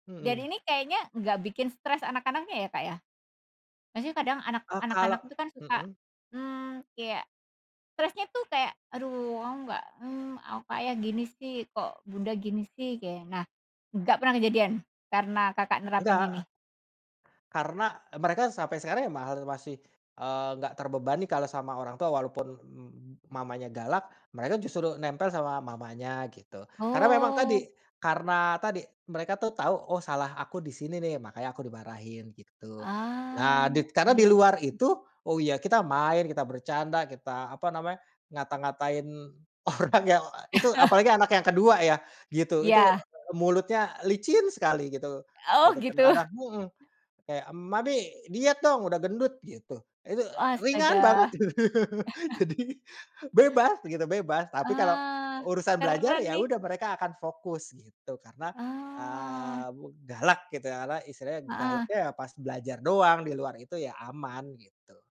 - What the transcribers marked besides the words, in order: tapping; other background noise; laugh; laughing while speaking: "orang ya"; laugh; laughing while speaking: "Jadi"; laugh
- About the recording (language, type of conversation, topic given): Indonesian, podcast, Bagaimana cara mengajarkan anak bertanggung jawab di rumah?